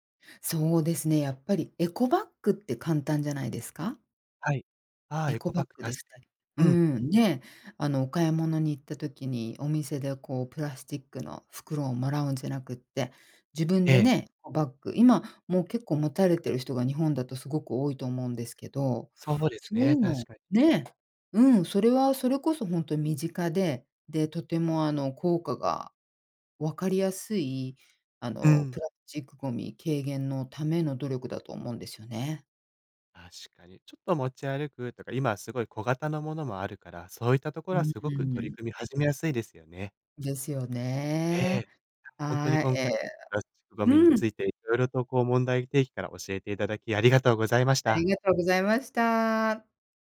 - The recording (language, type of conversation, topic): Japanese, podcast, プラスチックごみの問題について、あなたはどう考えますか？
- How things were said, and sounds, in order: tapping